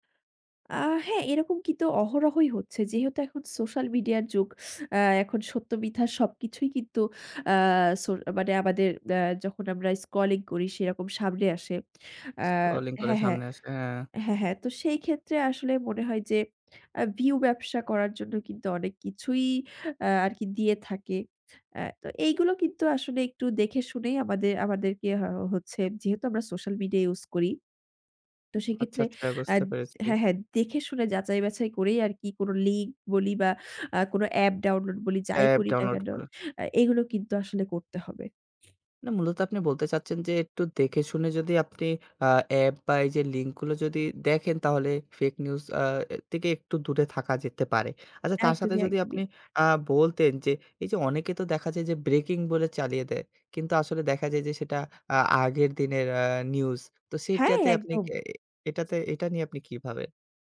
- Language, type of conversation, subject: Bengali, podcast, ফেক নিউজ চিনে নেয়ার সহজ উপায়গুলো কী বলো তো?
- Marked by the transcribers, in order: other background noise; "থেকে" said as "তেকে"